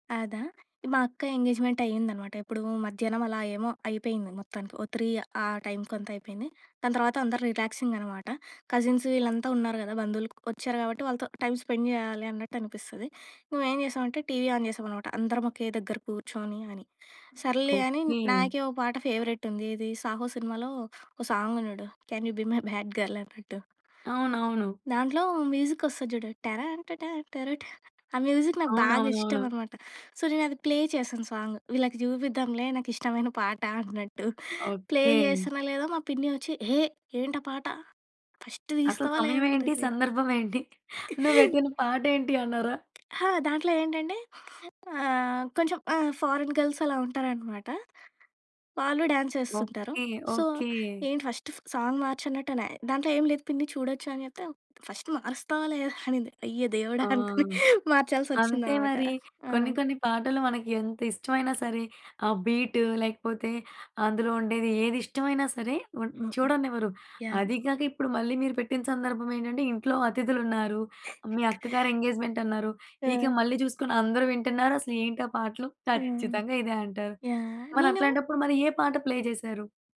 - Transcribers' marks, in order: in English: "ఎంగేజ్‌మెంట్"; in English: "త్రీ"; in English: "రిలాక్సింగ్"; in English: "టైమ్ స్పెండ్"; in English: "ఆన్"; in English: "ఫేవరెట్"; in English: "సాంగ్"; in English: "కెన్ యూ బి మై బ్యాడ్ గర్ల్"; in English: "మ్యూజిక్"; singing: "టరన్ ట టర ట"; in English: "మ్యూజిక్"; in English: "సో"; in English: "ప్లే"; in English: "సాంగ్"; in English: "ప్లే"; in English: "ఫస్ట్"; laughing while speaking: "నువ్వు పెట్టిన పాట ఏంటి అన్నారా?"; other noise; tapping; in English: "ఫారెన్ గర్ల్స్"; in English: "డ్యాన్స్"; in English: "సో"; in English: "ఫస్ట్ సాంగ్"; in English: "ఫస్ట్"; laughing while speaking: "అయ్య దేవుడా! అనుకుని మార్చాల్సి వచ్చిందన్నమాట"; in English: "ఎంగేజ్‌మెంట్"; in English: "ప్లే"
- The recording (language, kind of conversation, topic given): Telugu, podcast, మీరు కలిసి పంచుకునే పాటల జాబితాను ఎలా తయారుచేస్తారు?